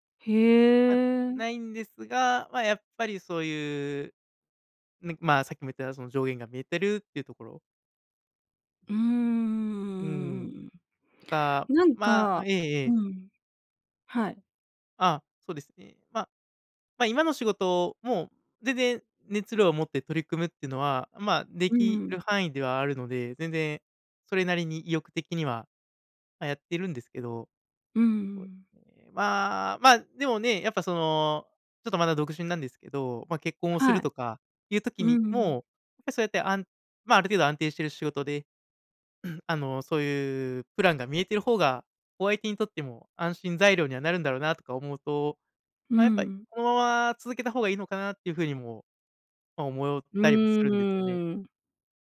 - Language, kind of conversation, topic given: Japanese, advice, 起業すべきか、それとも安定した仕事を続けるべきかをどのように判断すればよいですか？
- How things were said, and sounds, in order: unintelligible speech; throat clearing